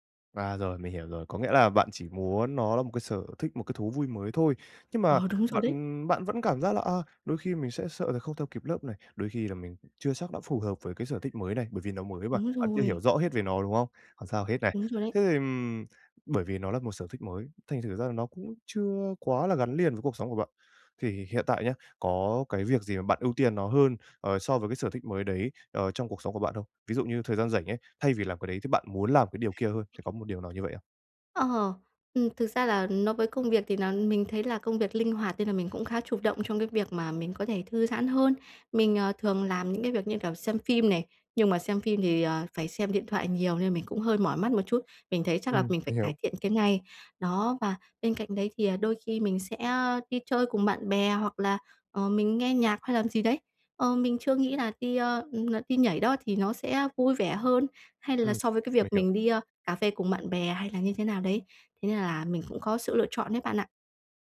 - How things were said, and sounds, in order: tapping; other background noise
- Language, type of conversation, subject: Vietnamese, advice, Làm sao để tìm thời gian cho sở thích cá nhân của mình?
- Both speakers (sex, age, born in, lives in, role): female, 50-54, Vietnam, Vietnam, user; male, 20-24, Vietnam, Japan, advisor